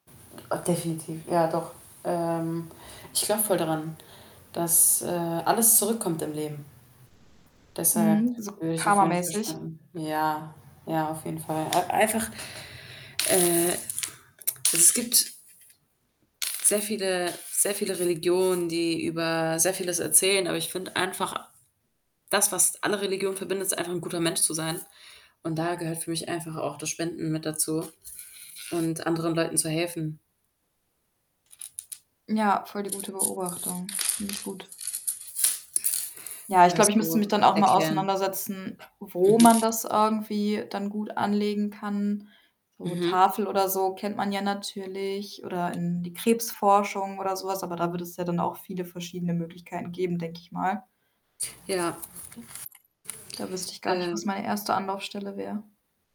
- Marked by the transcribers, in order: static; other background noise; tapping; distorted speech
- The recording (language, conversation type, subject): German, unstructured, Was würdest du tun, wenn du viel Geld gewinnen würdest?
- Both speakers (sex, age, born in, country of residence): female, 20-24, Germany, Germany; female, 25-29, Germany, Germany